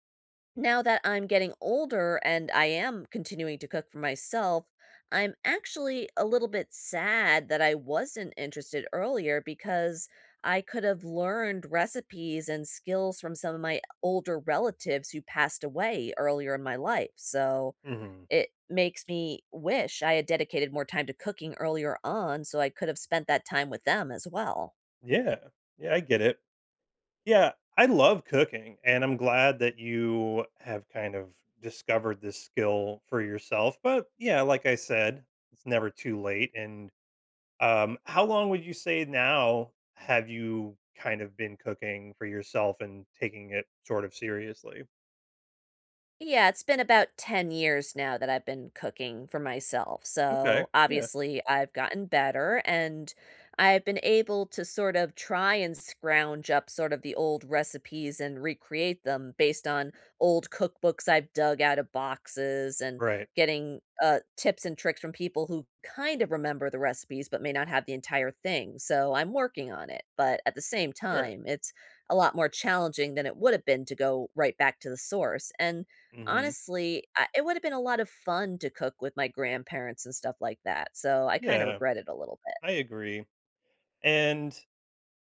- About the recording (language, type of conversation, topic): English, unstructured, What skill should I learn sooner to make life easier?
- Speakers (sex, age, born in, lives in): female, 40-44, United States, United States; male, 40-44, United States, United States
- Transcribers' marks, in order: none